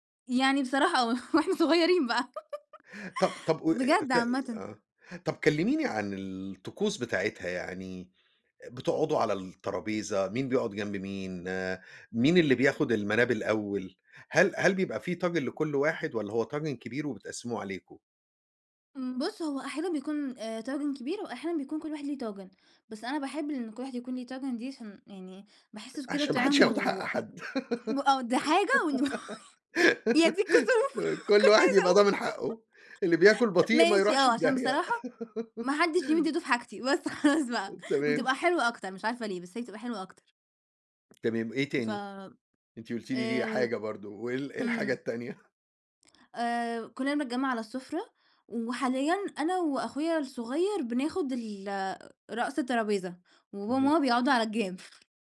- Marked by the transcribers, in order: laughing while speaking: "آه، وإحنا صغيرين بقى"; laugh; tapping; laugh; laughing while speaking: "ك كل واحد يبقى ضامن … يروحش في داهية"; laughing while speaking: "م يا دي الكسوف، ما كنتش عايزة أقول"; laugh; laughing while speaking: "بس خلاص بقى"; other noise
- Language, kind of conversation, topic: Arabic, podcast, إيه الأكلة اللي بتفكّرك بالبيت وبأهلك؟